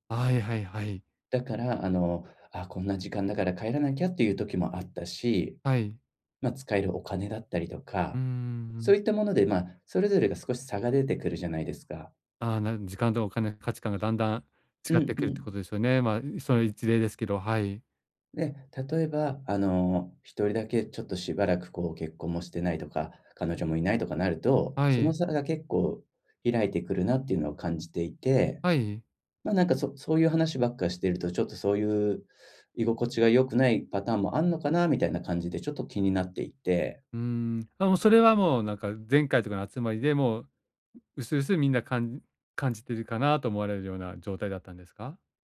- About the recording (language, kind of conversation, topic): Japanese, advice, 友人の集まりでどうすれば居心地よく過ごせますか？
- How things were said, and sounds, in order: other background noise